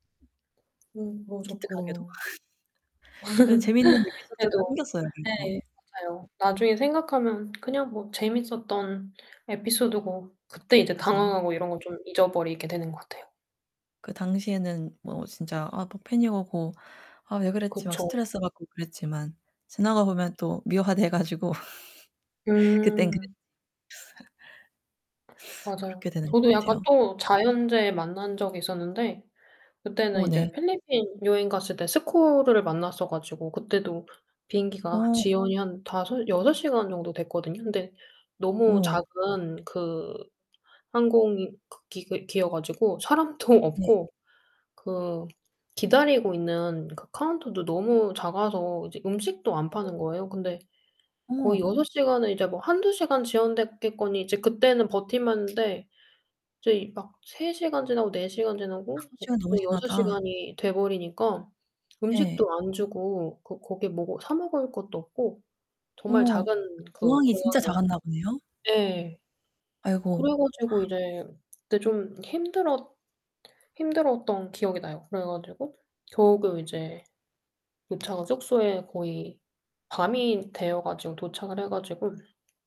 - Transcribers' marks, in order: other background noise; distorted speech; laugh; tapping; laughing while speaking: "미화돼 가지고"; laugh; laughing while speaking: "사람도"; gasp
- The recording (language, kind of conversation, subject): Korean, unstructured, 여행 중에 예상치 못한 문제가 생기면 어떻게 대처하시나요?